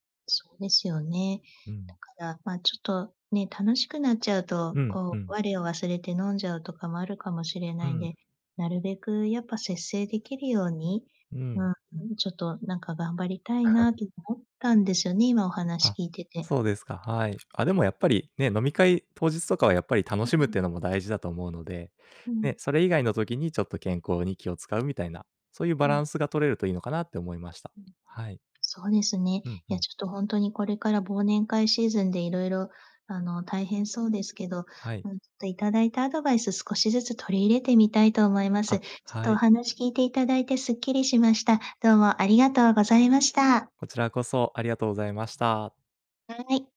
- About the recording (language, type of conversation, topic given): Japanese, advice, 健康診断の結果を受けて生活習慣を変えたいのですが、何から始めればよいですか？
- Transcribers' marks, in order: background speech; chuckle; other background noise; unintelligible speech; tapping